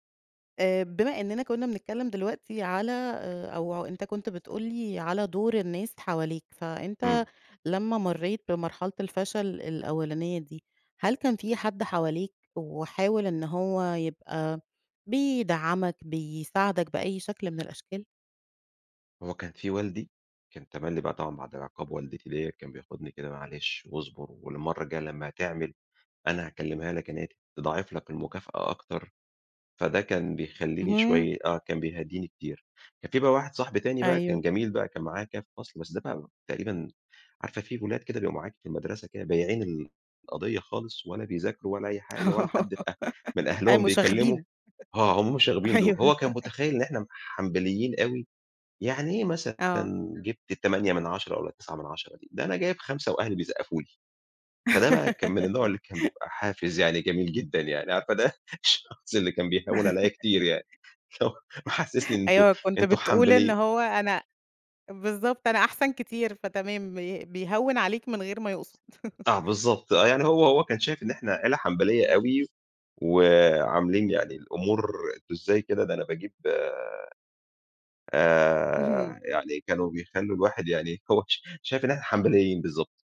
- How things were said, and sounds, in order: tapping; giggle; laughing while speaking: "أيوه"; giggle; laughing while speaking: "عارفة ده الشخص اللي كان … أنتم أنتم حنبلي"; chuckle; giggle; laugh; chuckle
- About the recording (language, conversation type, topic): Arabic, podcast, إيه دور الناس اللي حواليك لما تفشل وتتعلم؟